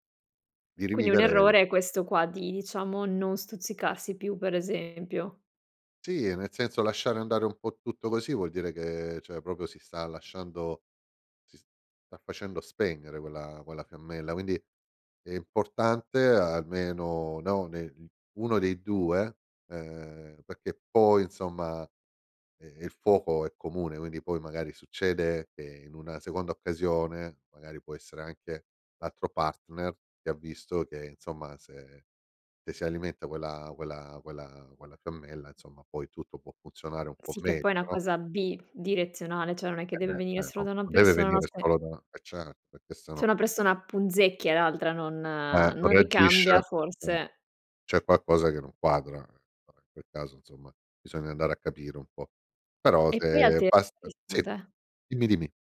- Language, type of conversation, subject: Italian, podcast, Come si mantiene la passione nel tempo?
- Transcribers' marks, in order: unintelligible speech